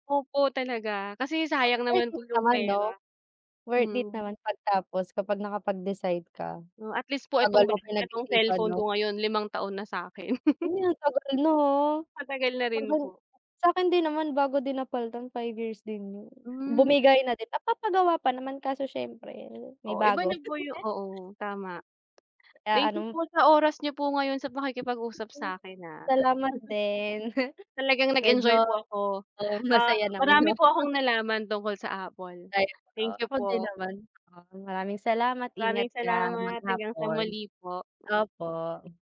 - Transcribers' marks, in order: chuckle; tapping; chuckle; chuckle; laughing while speaking: "yung ano"; other background noise
- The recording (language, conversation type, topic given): Filipino, unstructured, Anu-ano ang mga salik na isinasaalang-alang mo kapag bumibili ka ng kagamitang elektroniko?